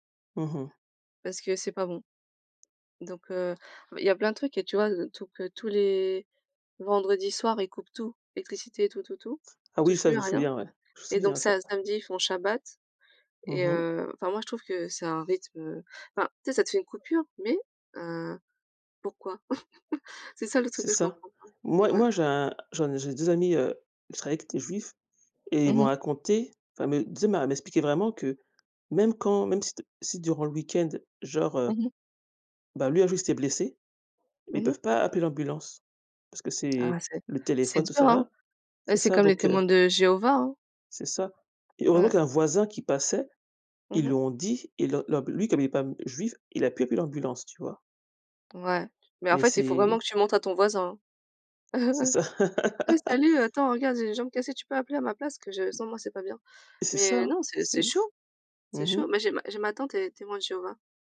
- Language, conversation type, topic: French, unstructured, Que penses-tu des débats autour du port de symboles religieux ?
- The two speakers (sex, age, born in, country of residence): female, 35-39, Thailand, France; female, 40-44, France, United States
- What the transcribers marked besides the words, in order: laugh; stressed: "voisin"; chuckle; laugh; tapping; other background noise